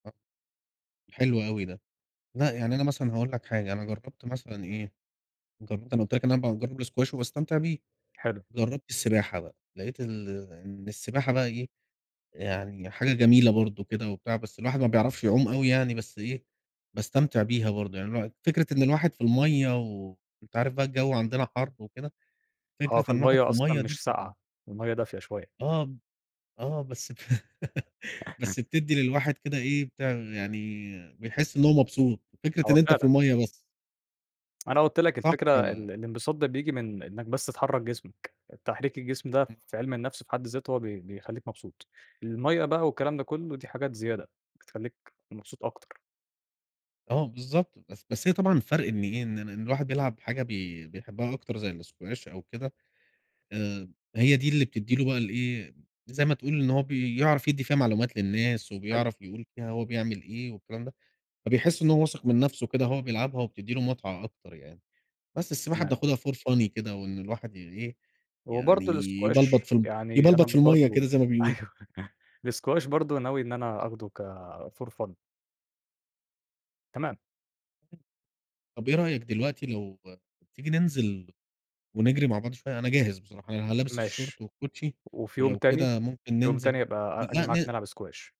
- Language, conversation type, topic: Arabic, unstructured, إيه أكتر نشاط رياضي بتحب تمارسه؟
- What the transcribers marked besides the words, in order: chuckle; tapping; in English: "for funny"; laughing while speaking: "أيوة"; in English: "كfor fun"